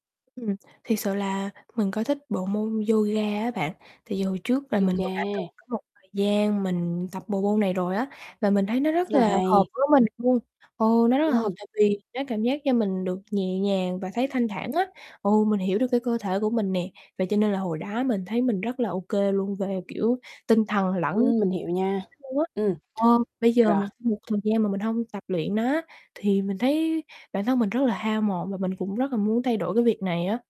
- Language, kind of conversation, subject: Vietnamese, advice, Làm sao để duy trì thói quen khi bị gián đoạn?
- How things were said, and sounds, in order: other background noise; static; distorted speech; tapping